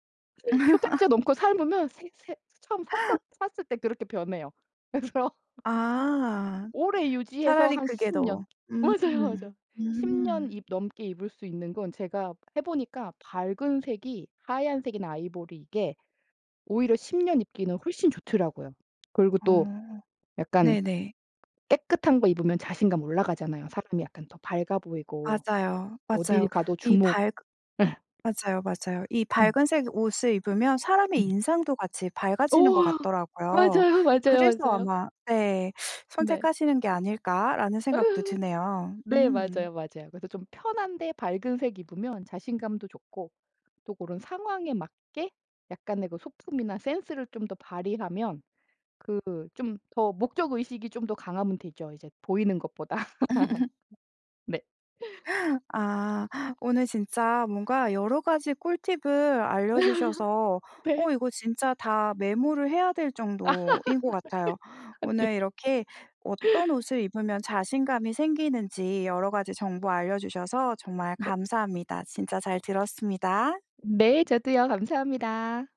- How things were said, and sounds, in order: laugh; other background noise; laughing while speaking: "그래서"; teeth sucking; laugh; laugh; laughing while speaking: "네"; laugh
- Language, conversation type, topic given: Korean, podcast, 어떤 옷을 입으면 자신감이 생기나요?